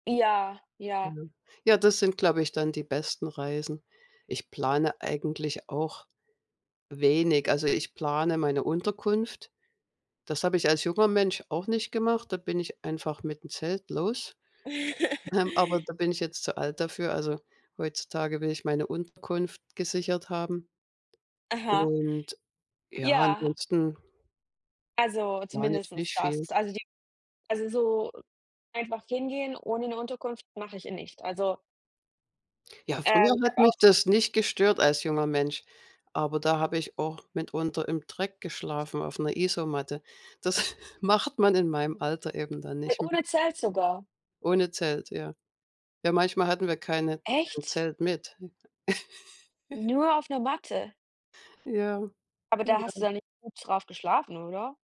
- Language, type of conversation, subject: German, unstructured, Wie bereitest du dich auf eine neue Reise vor?
- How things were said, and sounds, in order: unintelligible speech; laugh; "zumindest" said as "zumindestens"; chuckle; laugh